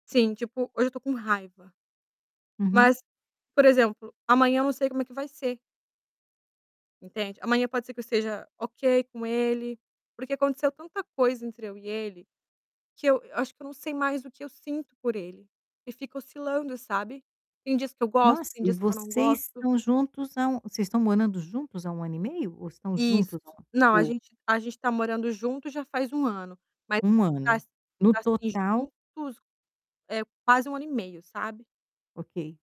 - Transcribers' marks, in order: distorted speech
- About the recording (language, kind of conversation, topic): Portuguese, advice, Como posso controlar reações emocionais intensas no dia a dia quando tenho oscilações emocionais frequentes?